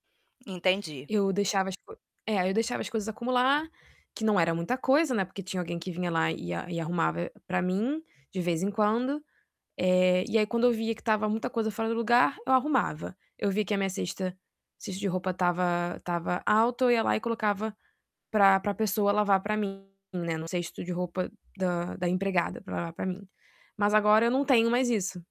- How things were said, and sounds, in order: distorted speech
- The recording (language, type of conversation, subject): Portuguese, advice, Como posso organizar o ambiente de casa para conseguir aproveitar melhor meus momentos de lazer?